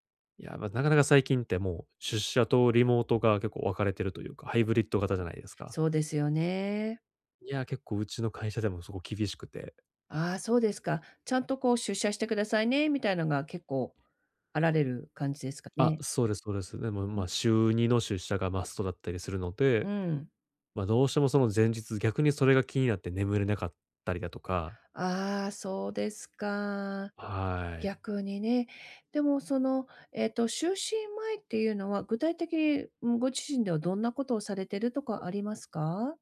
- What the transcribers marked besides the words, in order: tapping; other background noise
- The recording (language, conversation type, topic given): Japanese, advice, 寝つきが悪いとき、効果的な就寝前のルーティンを作るにはどうすればよいですか？